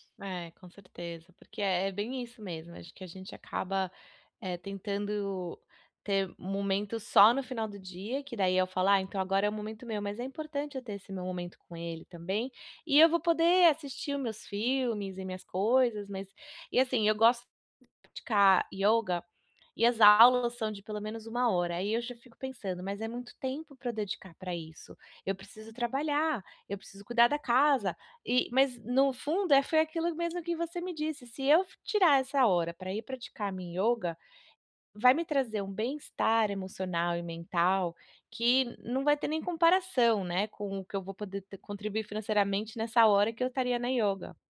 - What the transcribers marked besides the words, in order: tapping
- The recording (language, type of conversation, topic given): Portuguese, advice, Por que me sinto culpado ao tirar um tempo para lazer?